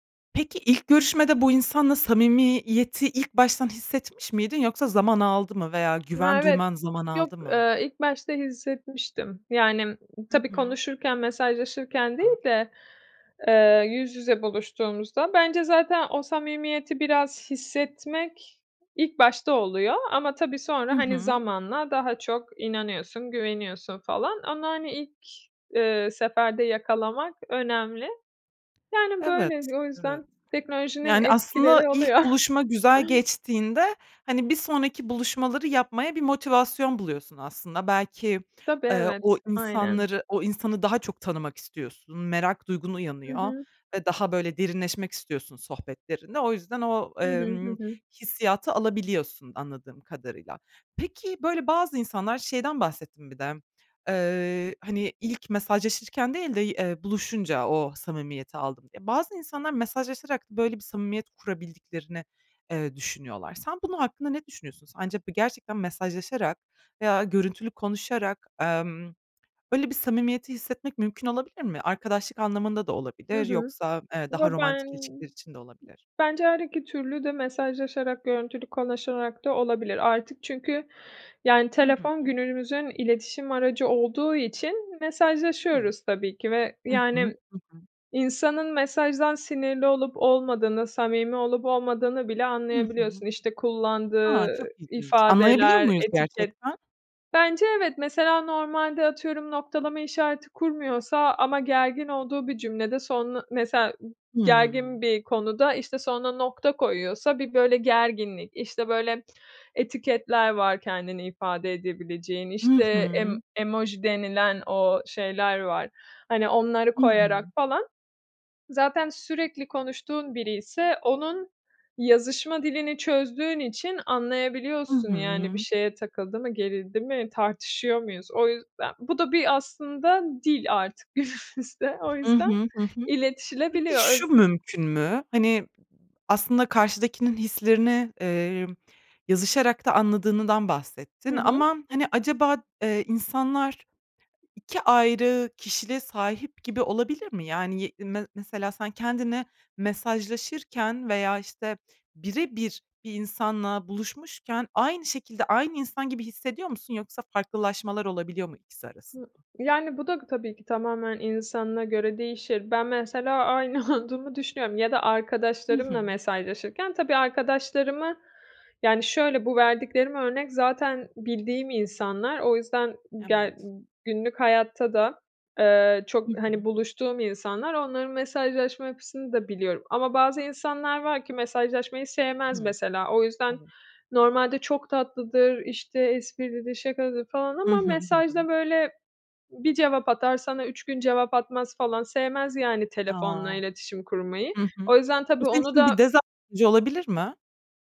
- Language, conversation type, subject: Turkish, podcast, Teknoloji sosyal ilişkilerimizi nasıl etkiledi sence?
- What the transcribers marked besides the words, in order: other background noise; other noise; chuckle; laughing while speaking: "günümüzde"; "anladığından" said as "anladığınıdan"; laughing while speaking: "olduğumu"